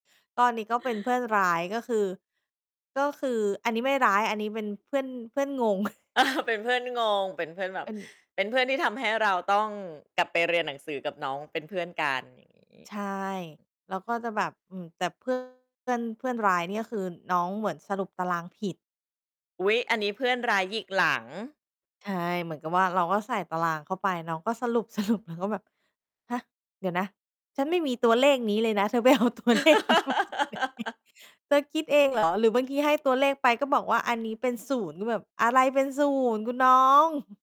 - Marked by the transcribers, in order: chuckle; distorted speech; laughing while speaking: "สรุป ๆ"; laughing while speaking: "เธอไปเอาตัวเลขนี้มาจากไหน ?"; laugh; other noise
- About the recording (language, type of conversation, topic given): Thai, podcast, คุณคิดอย่างไรเกี่ยวกับการใช้ปัญญาประดิษฐ์มาช่วยงานประจำ?